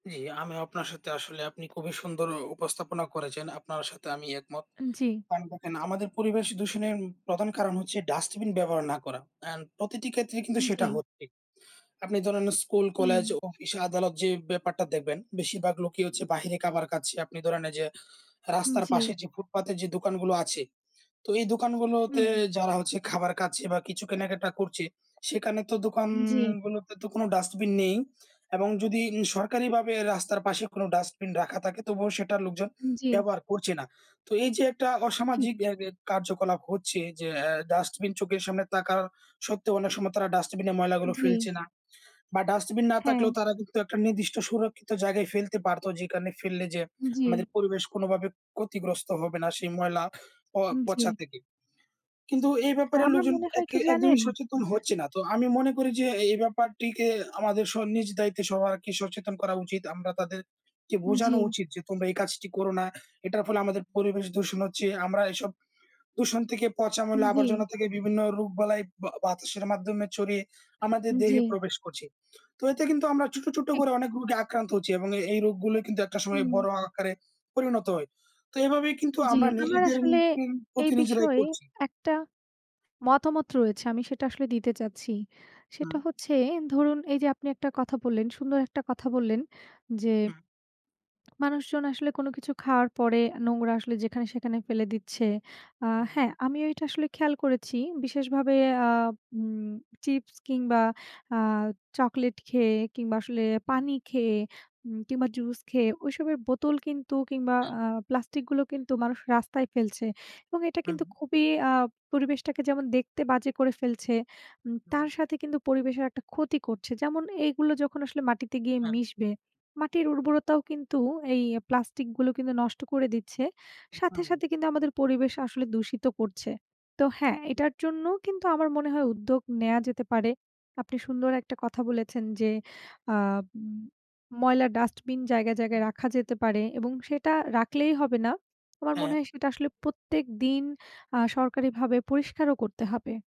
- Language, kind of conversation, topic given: Bengali, unstructured, পরিবেশ দূষণের বিরুদ্ধে আমরা কীভাবে আরও শক্তিশালী হতে পারি?
- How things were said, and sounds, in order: unintelligible speech; other noise; other background noise